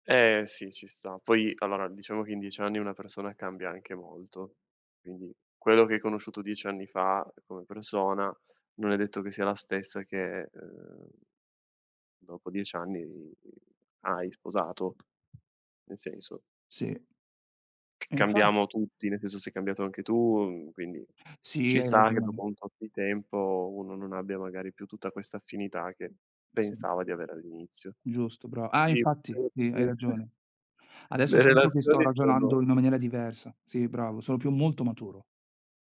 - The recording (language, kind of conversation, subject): Italian, unstructured, Qual è un momento speciale che vorresti rivivere?
- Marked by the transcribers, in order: tapping; other background noise; unintelligible speech; chuckle